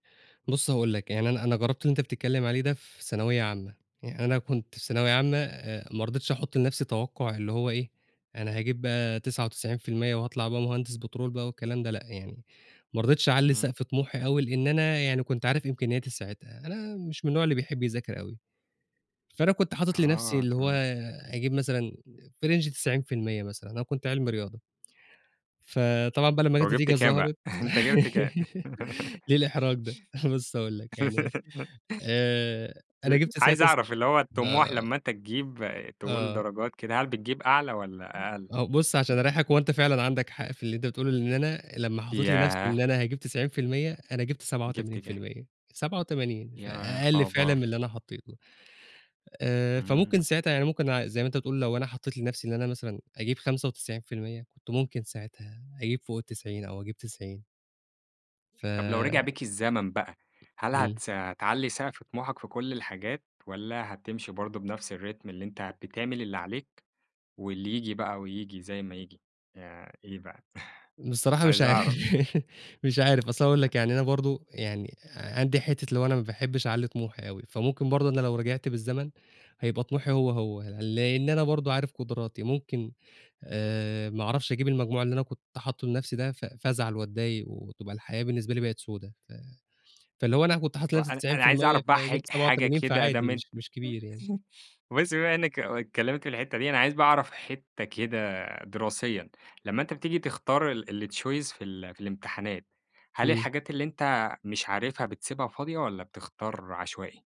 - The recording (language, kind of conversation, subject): Arabic, podcast, إيه معنى النجاح بالنسبة لك؟
- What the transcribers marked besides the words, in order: in English: "Range"; chuckle; laugh; tapping; laugh; laughing while speaking: "بُصّ"; other background noise; in English: "الRhythm"; laughing while speaking: "عارف"; chuckle; unintelligible speech; chuckle; in English: "الChoice"